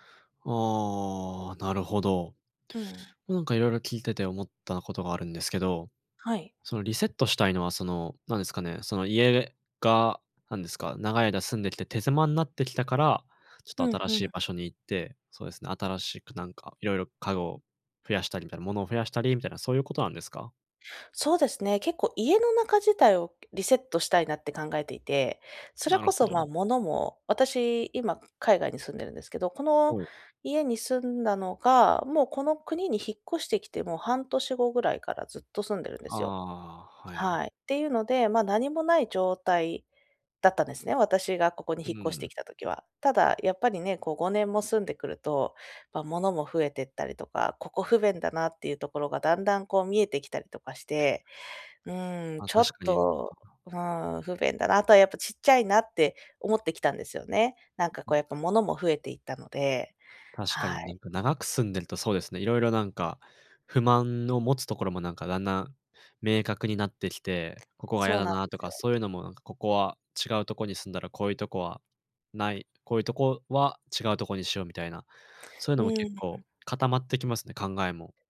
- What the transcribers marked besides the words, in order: other noise; other background noise
- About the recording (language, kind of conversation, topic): Japanese, advice, 引っ越して生活をリセットするべきか迷っていますが、どう考えればいいですか？